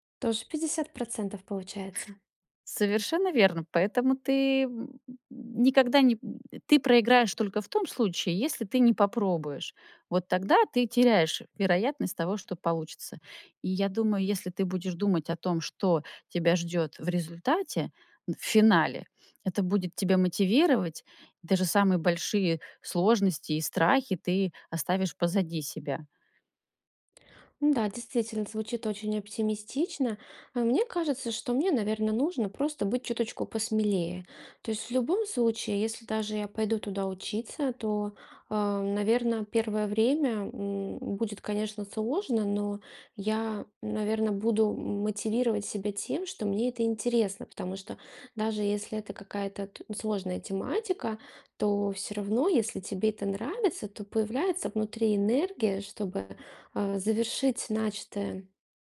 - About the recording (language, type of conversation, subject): Russian, advice, Как вы планируете сменить карьеру или профессию в зрелом возрасте?
- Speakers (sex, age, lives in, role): female, 35-39, Estonia, user; female, 40-44, United States, advisor
- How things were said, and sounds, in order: tapping